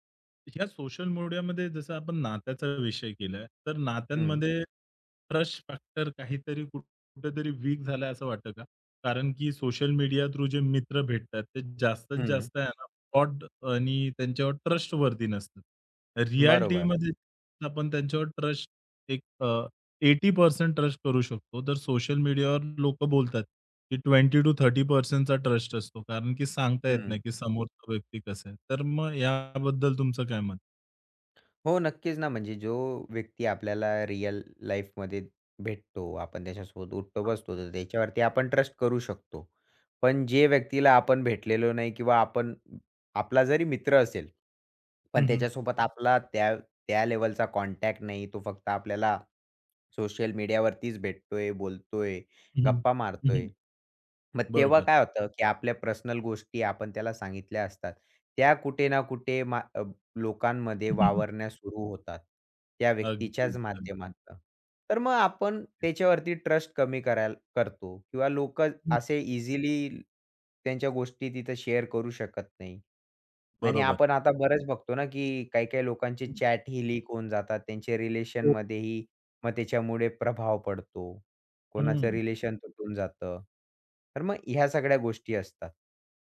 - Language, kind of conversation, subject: Marathi, podcast, सोशल मीडियावरून नाती कशी जपता?
- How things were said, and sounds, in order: in English: "ट्रस्ट फॅक्टर"; in English: "थ्रू"; other background noise; in English: "ट्रस्टवर्दी"; in English: "ट्रस्ट"; in English: "ट्रस्ट"; in English: "ट्रस्ट"; tapping; in English: "लाईफमध्ये"; in English: "ट्रस्ट"; in English: "कॉन्टॅक्ट"; chuckle; in English: "ट्रस्ट"; in English: "शेअर"; in English: "चॅटही"